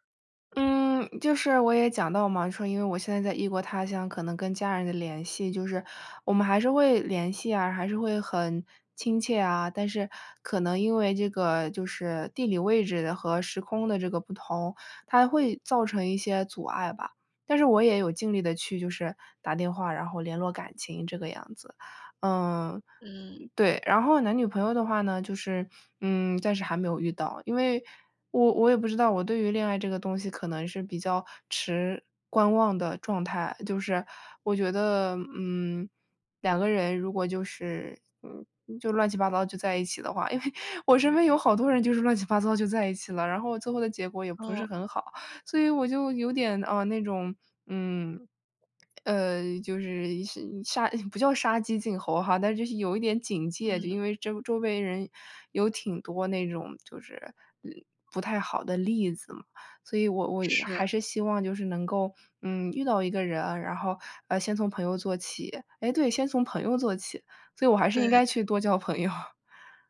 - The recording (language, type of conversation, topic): Chinese, advice, 我该如何应对悲伤和内心的空虚感？
- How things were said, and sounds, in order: joyful: "因为我身边有好多人就是"; laughing while speaking: "多交朋友"